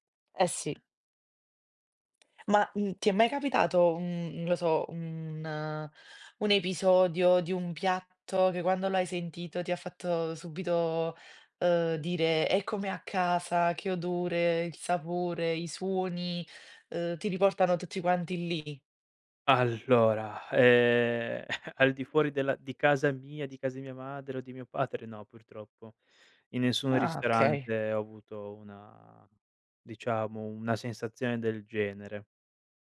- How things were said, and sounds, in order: chuckle; other background noise; tapping
- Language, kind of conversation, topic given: Italian, podcast, Che cosa significa davvero per te “mangiare come a casa”?